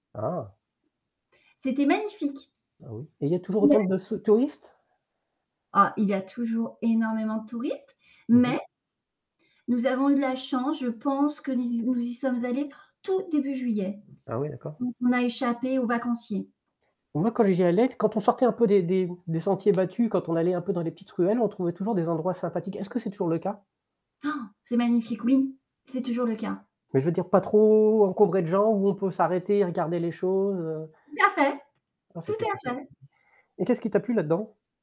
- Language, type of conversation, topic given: French, unstructured, Quelle destination t’a le plus surpris par sa beauté ?
- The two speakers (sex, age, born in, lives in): female, 45-49, France, France; male, 50-54, France, France
- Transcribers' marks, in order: distorted speech; stressed: "mais"; tapping; drawn out: "trop"; static